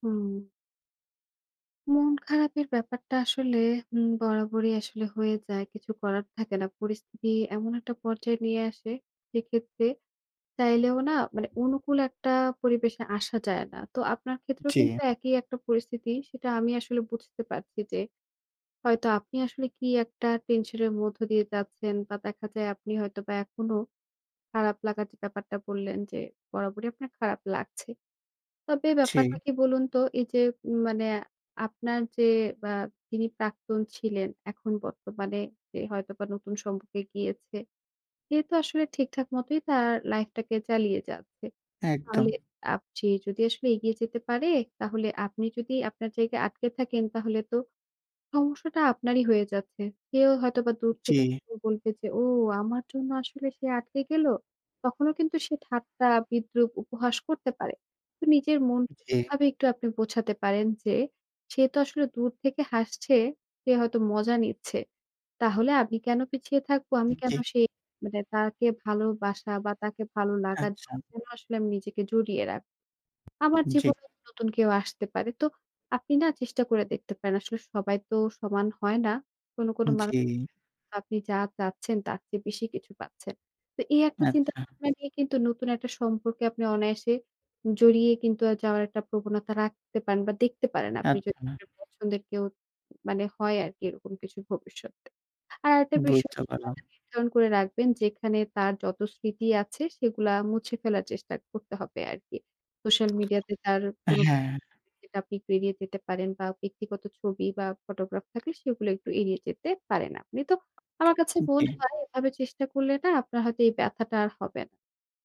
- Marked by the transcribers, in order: other background noise; unintelligible speech; put-on voice: "ও! আমার জন্য আসলে সে আটকে গেল?"; unintelligible speech; tapping; unintelligible speech; unintelligible speech; "বুঝতে" said as "বুতে"; unintelligible speech
- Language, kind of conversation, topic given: Bengali, advice, আপনার প্রাক্তন সঙ্গী নতুন সম্পর্কে জড়িয়েছে জেনে আপনার ভেতরে কী ধরনের ঈর্ষা ও ব্যথা তৈরি হয়?